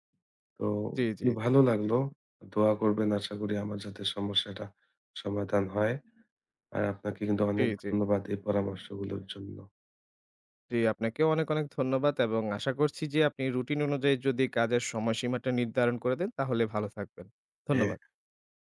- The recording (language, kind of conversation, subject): Bengali, advice, কাজ ও ব্যক্তিগত জীবনের ভারসাম্য রাখতে আপনার সময় ব্যবস্থাপনায় কী কী অনিয়ম হয়?
- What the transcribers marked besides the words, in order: other background noise; tapping